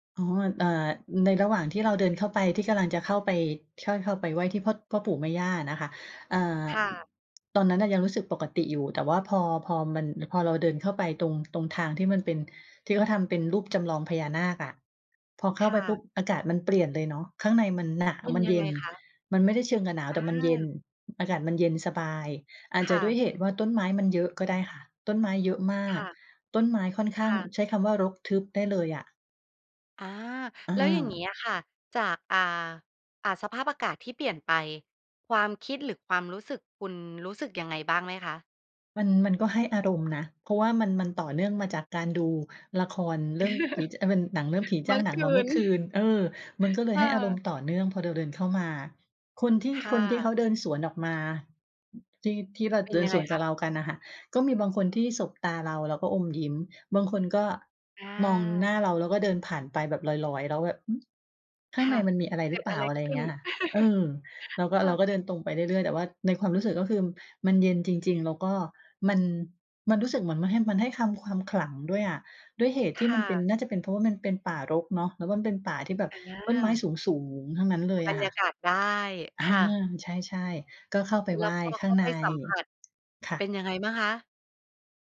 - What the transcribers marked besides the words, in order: chuckle; laughing while speaking: "เมื่อคืน"; chuckle; other background noise
- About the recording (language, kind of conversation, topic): Thai, podcast, มีสถานที่ไหนที่มีความหมายทางจิตวิญญาณสำหรับคุณไหม?